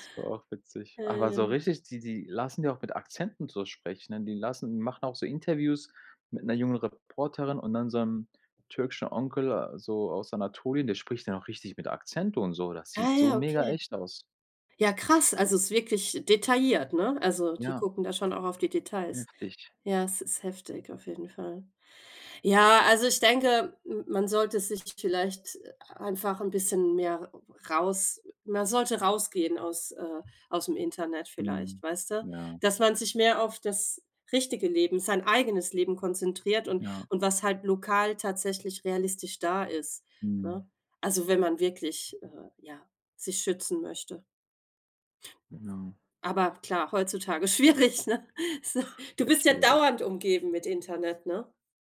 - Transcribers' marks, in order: laughing while speaking: "schwierig, ne, so"; joyful: "Du bist ja dauernd umgeben mit Internet, ne?"
- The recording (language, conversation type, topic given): German, unstructured, Wie verändert Technologie unseren Alltag wirklich?